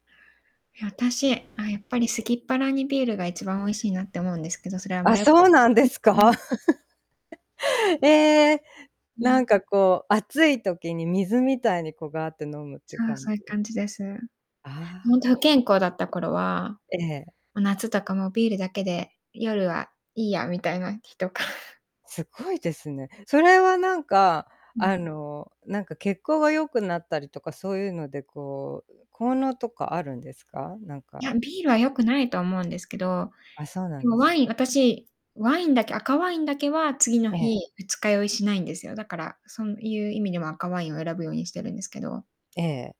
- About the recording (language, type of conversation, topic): Japanese, unstructured, お酒を楽しむ旅行先として、どこがおすすめですか？
- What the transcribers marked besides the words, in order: static; laugh; unintelligible speech; laughing while speaking: "とか"; unintelligible speech